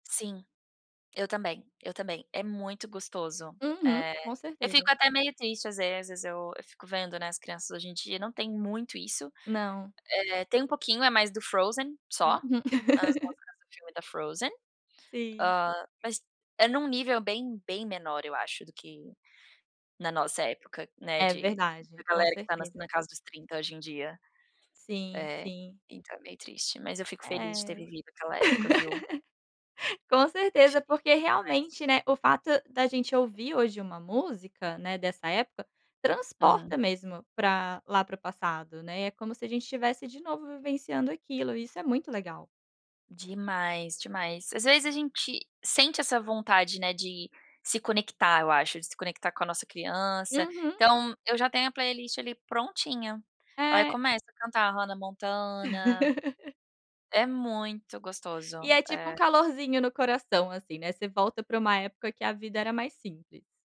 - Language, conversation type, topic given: Portuguese, podcast, Qual canção te transporta imediatamente para outra época da vida?
- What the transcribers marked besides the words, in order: tapping; laugh; laugh; chuckle